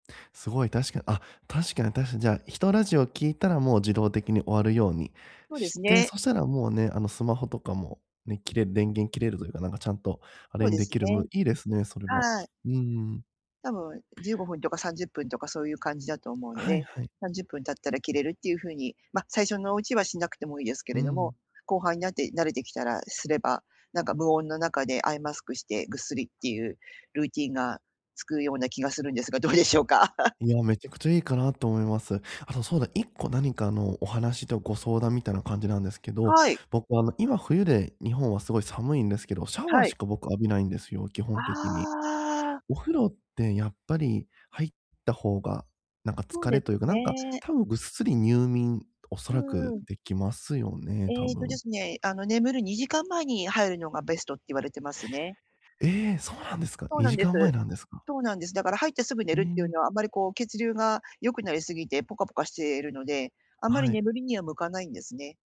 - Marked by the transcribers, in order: laugh; tapping
- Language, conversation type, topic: Japanese, advice, 寝る前に毎晩同じルーティンを続けるにはどうすればよいですか？